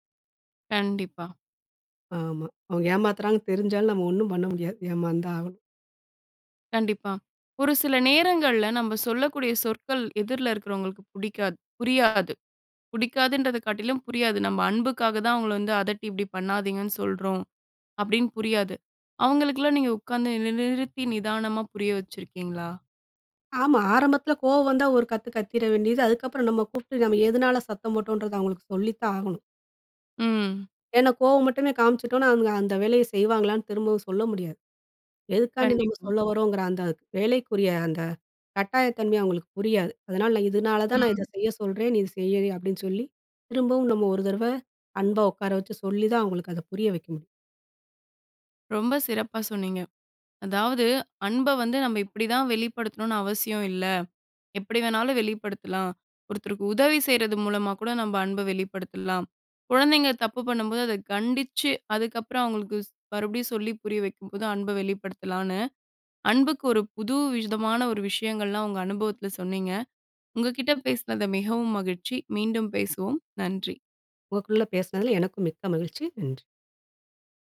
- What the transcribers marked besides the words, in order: "புடிக்காதுன்றதை" said as "புடிக்காதுன்றத"; angry: "ஆரம்பத்துல கோவம் வந்தா ஒரு கத்து … அவுங்களுக்கு சொல்லித்தான் ஆகணும்"; "தடவ" said as "தரவ"; "உங்கக்கூட" said as "உங்கக்குள்ள"
- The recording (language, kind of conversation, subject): Tamil, podcast, அன்பை வெளிப்படுத்தும்போது சொற்களையா, செய்கைகளையா—எதையே நீங்கள் அதிகம் நம்புவீர்கள்?